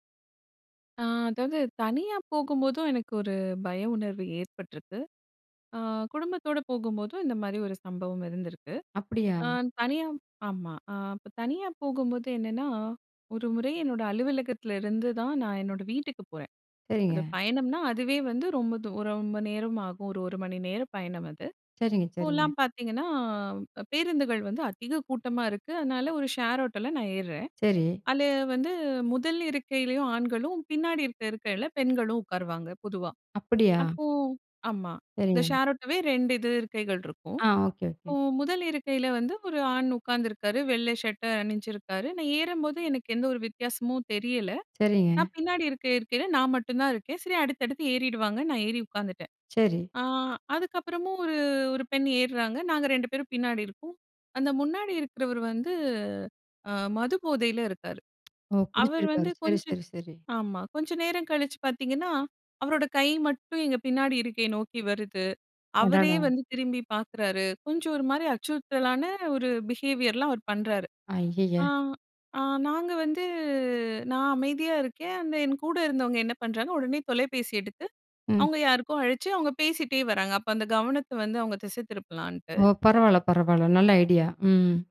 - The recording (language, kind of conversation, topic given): Tamil, podcast, பயணத்தின் போது உங்களுக்கு ஏற்பட்ட மிகப் பெரிய அச்சம் என்ன, அதை நீங்கள் எப்படிக் கடந்து வந்தீர்கள்?
- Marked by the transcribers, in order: other background noise; other noise; in English: "பிஹேவியர்லாம்"; drawn out: "வந்து"